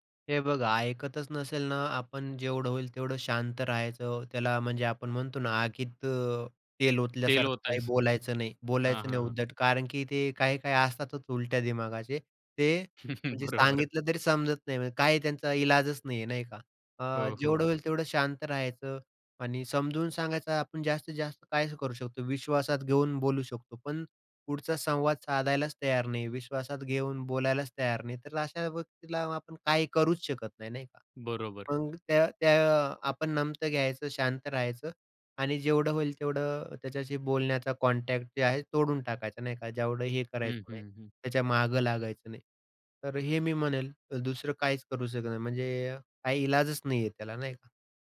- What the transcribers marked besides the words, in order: other background noise; chuckle; tapping; in English: "कॉन्टॅक्ट"
- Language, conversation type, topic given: Marathi, podcast, एखाद्याने तुमची मर्यादा ओलांडली तर तुम्ही सर्वात आधी काय करता?
- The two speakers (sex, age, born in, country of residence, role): male, 25-29, India, India, host; male, 30-34, India, India, guest